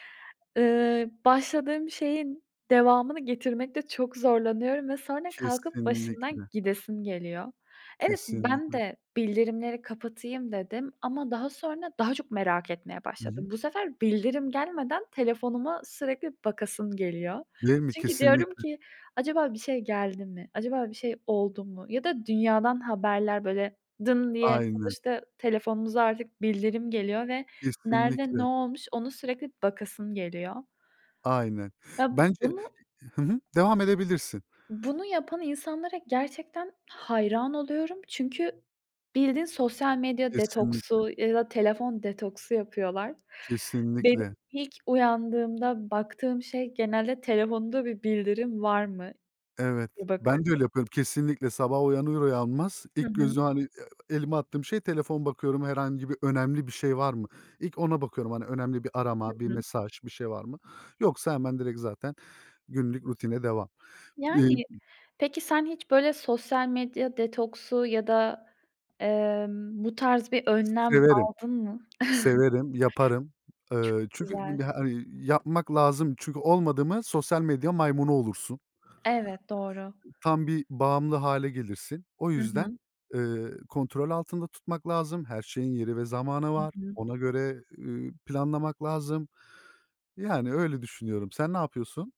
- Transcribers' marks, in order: other background noise; tapping; unintelligible speech; chuckle
- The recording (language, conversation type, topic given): Turkish, unstructured, Telefon bildirimleri işini böldüğünde ne hissediyorsun?
- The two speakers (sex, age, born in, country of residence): female, 20-24, Turkey, Poland; male, 30-34, Turkey, Germany